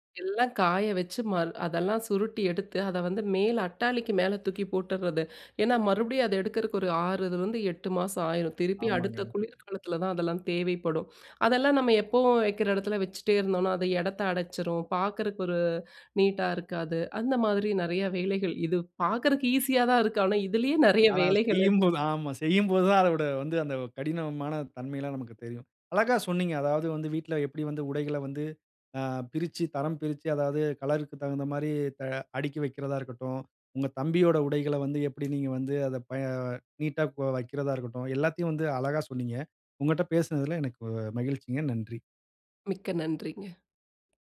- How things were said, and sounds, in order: "ஆறுலயிருந்து" said as "ஆறுதலேருந்து"; tapping; other background noise
- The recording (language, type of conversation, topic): Tamil, podcast, குறைந்த சில அவசியமான உடைகளுடன் ஒரு எளிய அலமாரி அமைப்பை முயற்சி செய்தால், அது உங்களுக்கு எப்படி இருக்கும்?